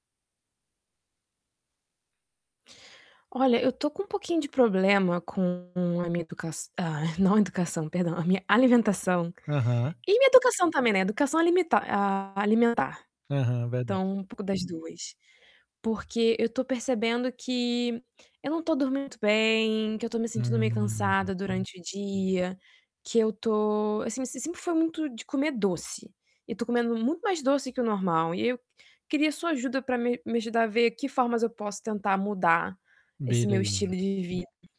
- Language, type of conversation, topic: Portuguese, advice, Como a minha alimentação pode afetar o meu humor e os meus níveis de estresse no dia a dia?
- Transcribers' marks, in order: distorted speech; chuckle; other background noise; tapping